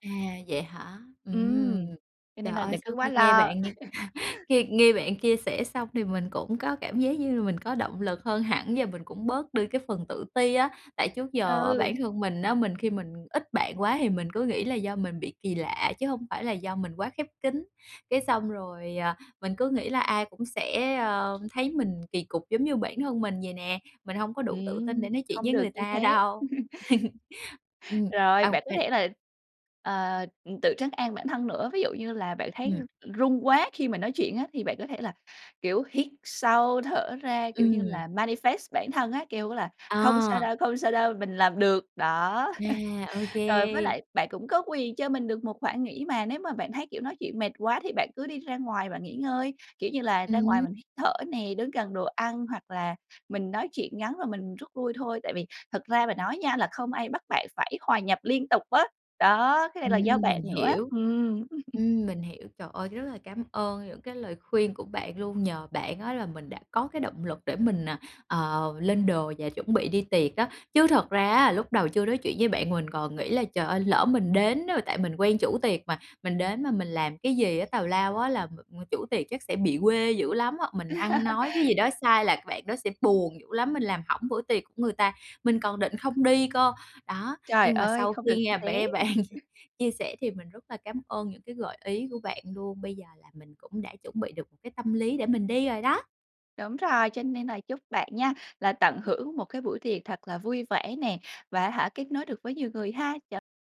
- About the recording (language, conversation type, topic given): Vietnamese, advice, Làm sao để tôi không cảm thấy lạc lõng trong buổi tiệc với bạn bè?
- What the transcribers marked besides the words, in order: laugh; tapping; chuckle; laughing while speaking: "đâu"; laugh; in English: "manifest"; laugh; laugh; laugh; other background noise; laughing while speaking: "bạn"; laugh